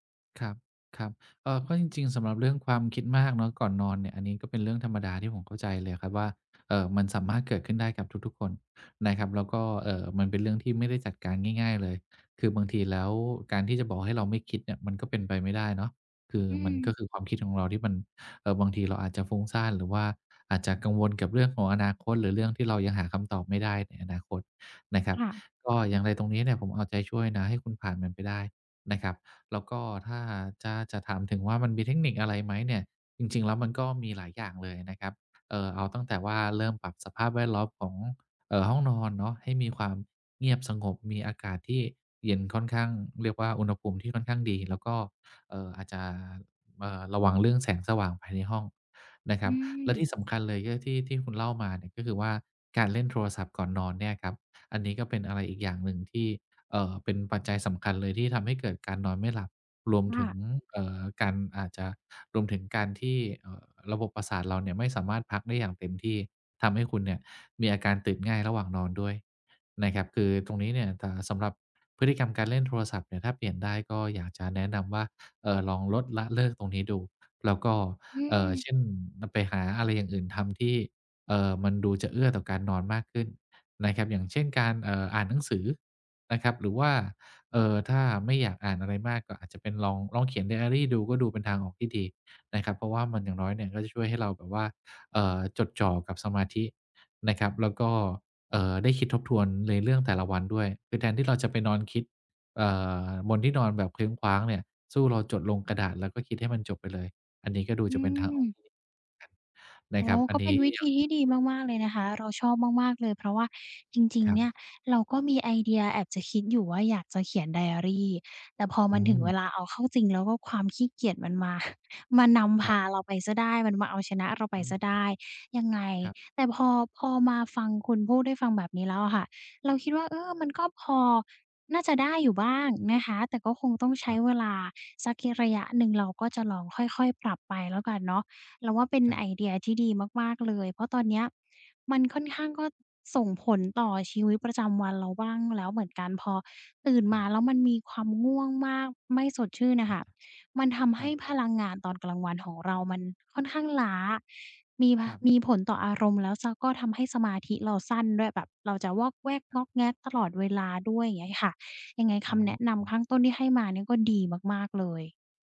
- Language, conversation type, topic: Thai, advice, ตื่นนอนด้วยพลังมากขึ้นได้อย่างไร?
- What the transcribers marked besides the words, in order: other background noise; chuckle